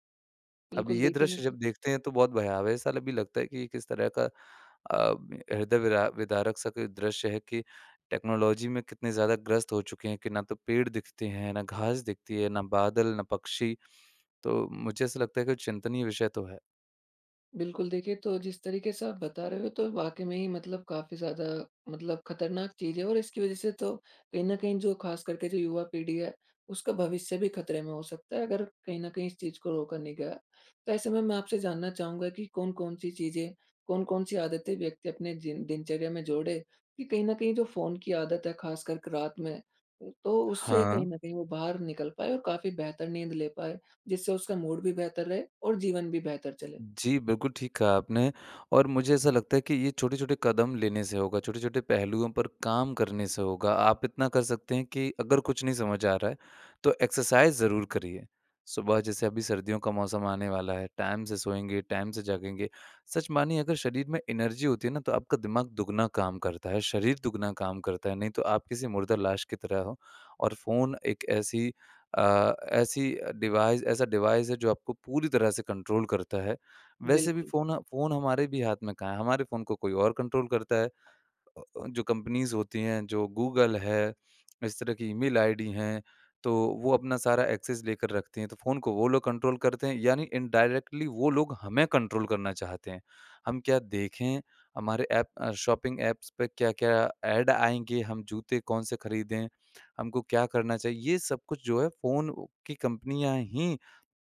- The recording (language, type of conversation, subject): Hindi, podcast, रात में फोन इस्तेमाल करने से आपकी नींद और मूड पर क्या असर पड़ता है?
- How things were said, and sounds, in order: in English: "टेक्नोलॉजी"; in English: "मूड"; in English: "एक्सरसाइज़"; in English: "टाइम"; in English: "टाइम"; in English: "एनर्जी"; in English: "डिवाइस"; in English: "डिवाइस"; in English: "कंट्रोल"; in English: "कंट्रोल"; other noise; in English: "कंपनीज़"; in English: "एक्सेस"; in English: "कंट्रोल"; in English: "इनडायरेक्टली"; in English: "कंट्रोल"; in English: "शॉपिंग ऐप्स"; in English: "ऐड"; in English: "कंपनियाँ"